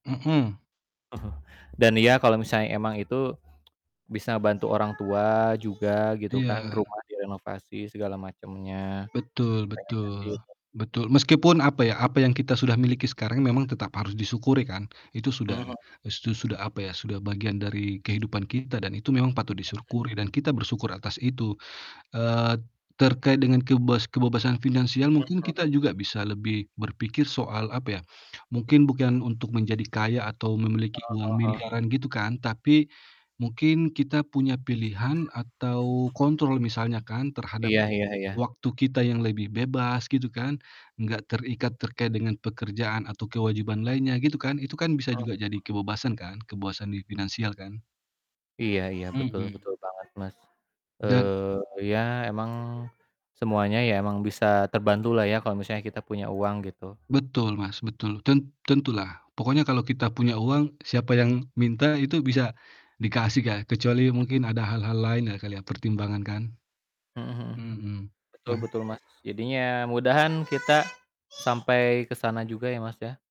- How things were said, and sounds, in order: chuckle; tapping; other background noise; distorted speech; static; background speech
- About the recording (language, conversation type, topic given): Indonesian, unstructured, Apa arti kebebasan finansial bagi kamu?